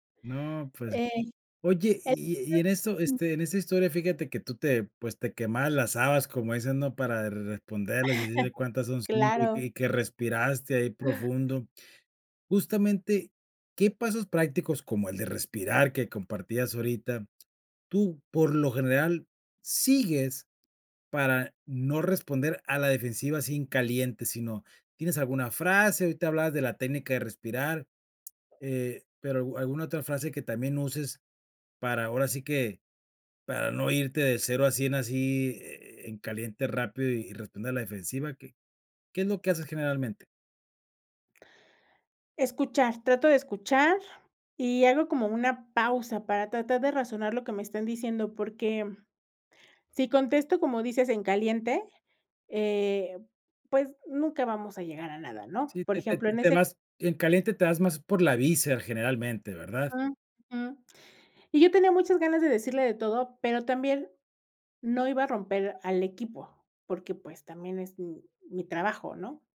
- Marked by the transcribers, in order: unintelligible speech; chuckle; other background noise; tapping
- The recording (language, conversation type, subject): Spanish, podcast, ¿Cómo manejas las críticas sin ponerte a la defensiva?